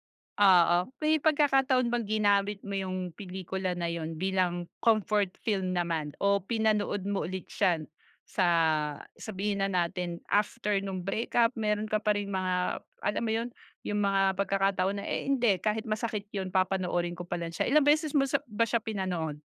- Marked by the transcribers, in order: other background noise; "rin" said as "lin"
- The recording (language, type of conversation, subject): Filipino, podcast, Anong pelikula ang hindi mo malilimutan, at bakit?